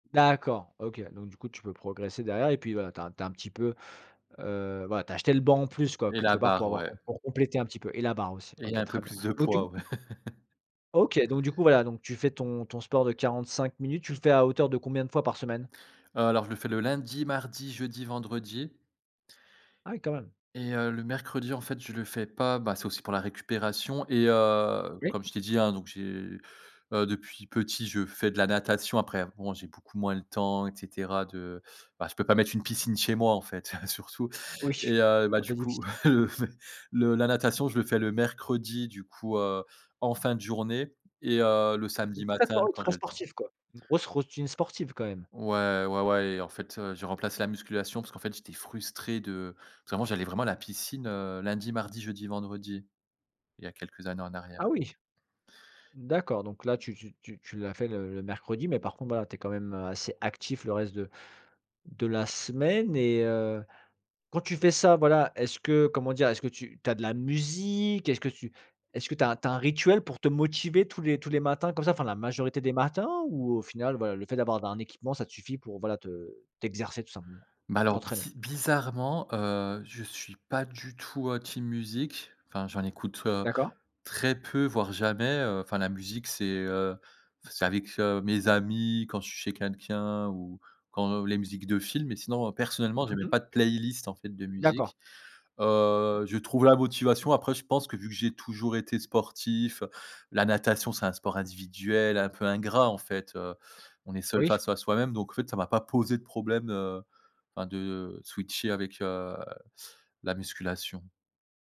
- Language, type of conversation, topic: French, podcast, Quelle est ta routine du matin à la maison, et que fais-tu en premier ?
- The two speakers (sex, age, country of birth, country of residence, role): male, 30-34, France, France, guest; male, 35-39, France, France, host
- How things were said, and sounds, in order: unintelligible speech; laugh; other background noise; drawn out: "heu"; laughing while speaking: "surtout"; laugh; stressed: "actif"; stressed: "semaine"; stressed: "musique"; stressed: "matins"; stressed: "très"